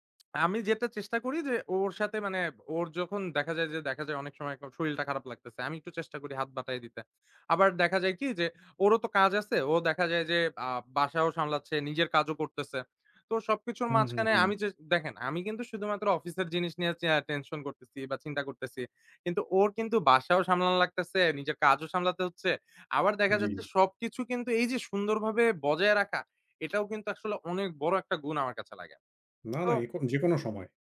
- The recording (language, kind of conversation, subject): Bengali, podcast, বাড়ির কাজ ভাগ করে নেওয়ার আদর্শ নীতি কেমন হওয়া উচিত?
- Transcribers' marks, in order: other background noise